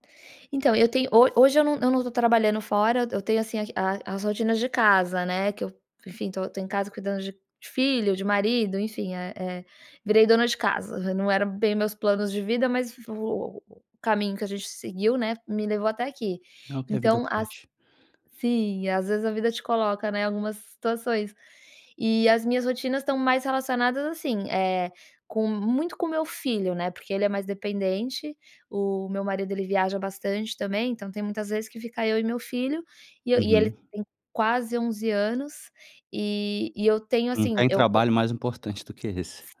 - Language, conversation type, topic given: Portuguese, advice, Como lidar com o estresse ou a ansiedade à noite que me deixa acordado até tarde?
- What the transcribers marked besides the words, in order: none